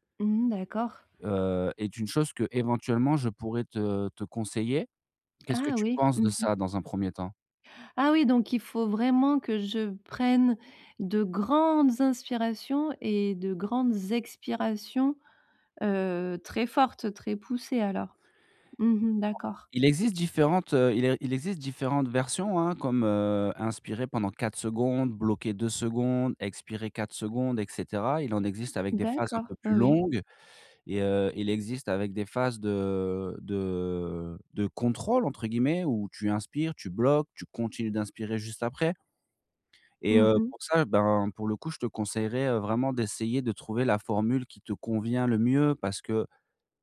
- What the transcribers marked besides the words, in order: stressed: "grandes"; stressed: "expirations"; other background noise
- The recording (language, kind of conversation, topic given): French, advice, Comment réduire rapidement une montée soudaine de stress au travail ou en public ?
- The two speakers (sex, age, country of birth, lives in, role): female, 35-39, France, France, user; male, 40-44, France, France, advisor